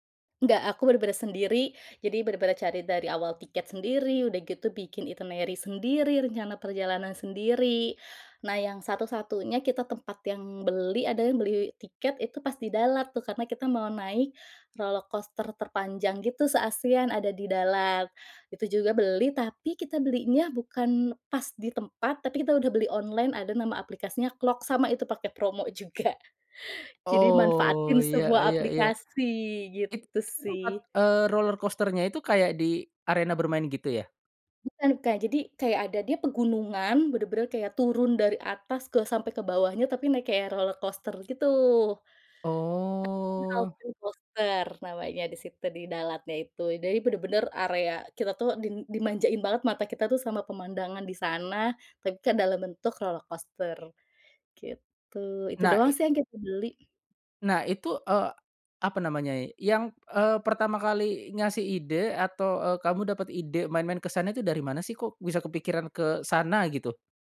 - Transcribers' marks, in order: in English: "itinerary"; in English: "roller coaster"; in English: "roller coaster-nya"; in English: "roller coaster"; drawn out: "Oh"; unintelligible speech; in English: "roller coaster"
- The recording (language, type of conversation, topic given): Indonesian, podcast, Tips apa yang kamu punya supaya perjalanan tetap hemat, tetapi berkesan?